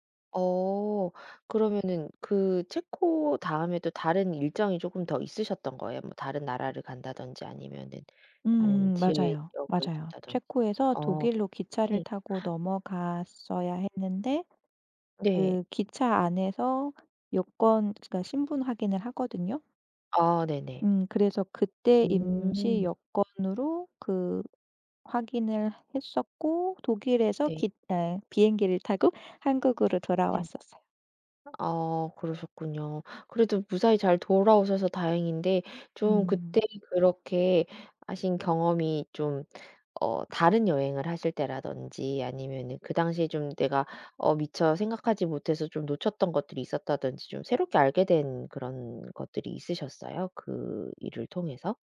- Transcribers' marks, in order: gasp; other background noise
- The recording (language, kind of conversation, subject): Korean, podcast, 여행 중 여권이나 신분증을 잃어버린 적이 있나요?